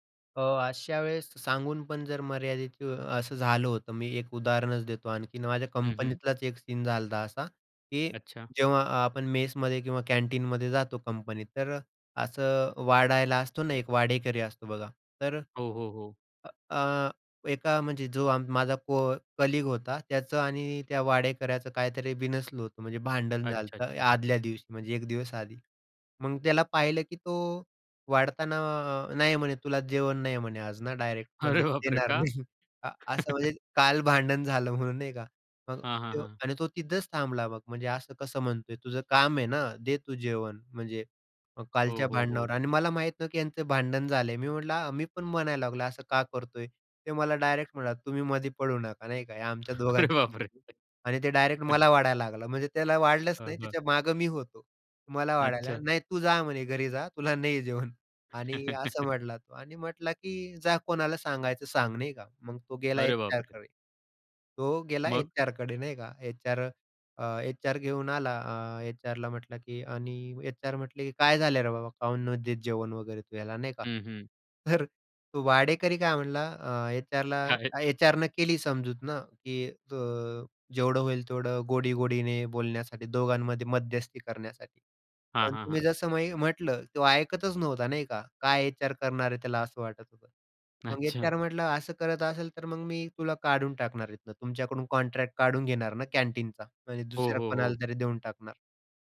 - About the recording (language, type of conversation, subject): Marathi, podcast, एखाद्याने तुमची मर्यादा ओलांडली तर तुम्ही सर्वात आधी काय करता?
- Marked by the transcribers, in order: tapping; "झाला होता" said as "झालता"; in English: "कलीग"; "झालं होतं" said as "झालतं"; laughing while speaking: "नाही"; laughing while speaking: "अरे बापरे!"; other background noise; chuckle; laughing while speaking: "अरे बापरे!"; chuckle; chuckle; laughing while speaking: "जेवण"; laughing while speaking: "तर"; laughing while speaking: "काय?"; laughing while speaking: "अच्छा"